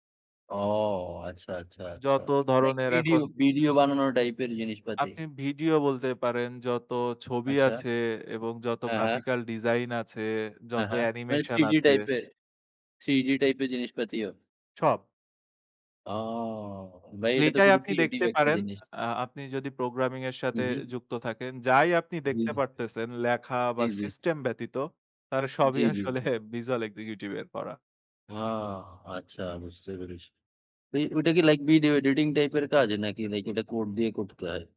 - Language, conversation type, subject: Bengali, unstructured, আপনার জীবনে প্রযুক্তির সবচেয়ে বড় পরিবর্তন কোনটি ছিল?
- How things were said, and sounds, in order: in English: "graphical design"; other background noise; drawn out: "ও"; laughing while speaking: "সবই আসলে"; in English: "visual executive"